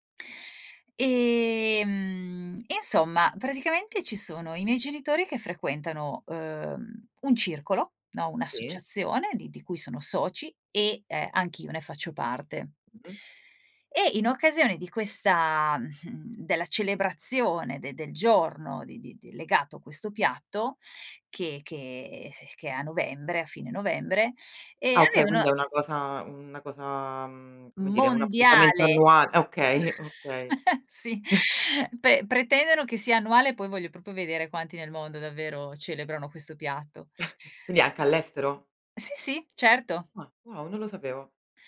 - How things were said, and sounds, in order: "avevano" said as "avevno"; chuckle; chuckle; "proprio" said as "propo"; chuckle
- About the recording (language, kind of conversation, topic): Italian, podcast, Qual è un’esperienza culinaria condivisa che ti ha colpito?